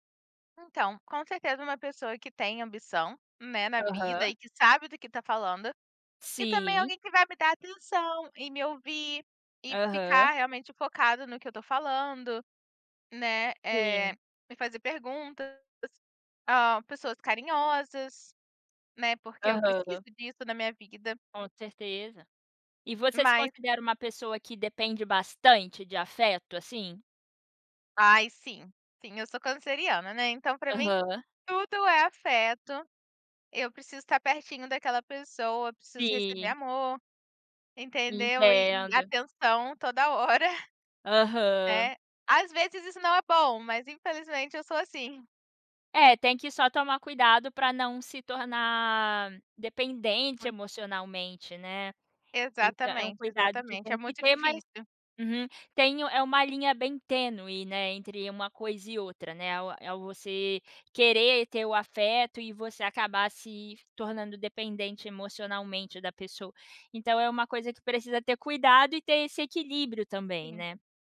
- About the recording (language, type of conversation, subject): Portuguese, podcast, Como você escolhe com quem quer dividir a vida?
- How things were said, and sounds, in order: tapping; laughing while speaking: "hora"; unintelligible speech